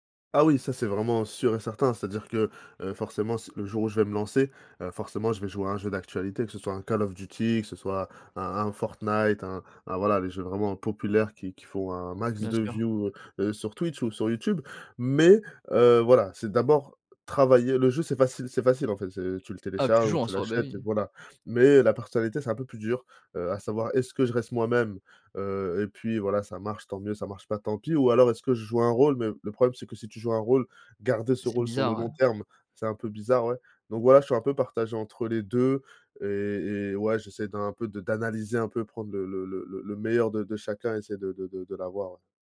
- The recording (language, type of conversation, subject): French, podcast, Comment transformes-tu une idée vague en projet concret ?
- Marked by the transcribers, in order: other background noise; put-on voice: "view"; stressed: "Mais"